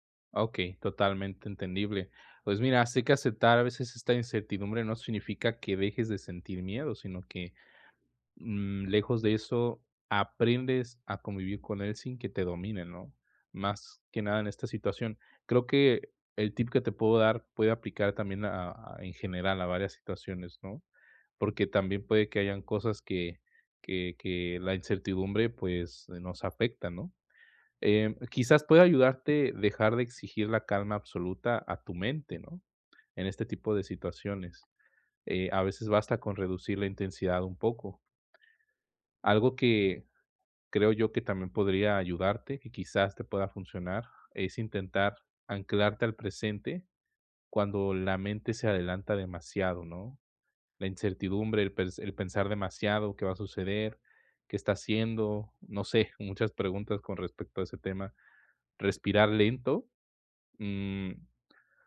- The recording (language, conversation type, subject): Spanish, advice, ¿Cómo puedo aceptar la incertidumbre sin perder la calma?
- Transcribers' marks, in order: none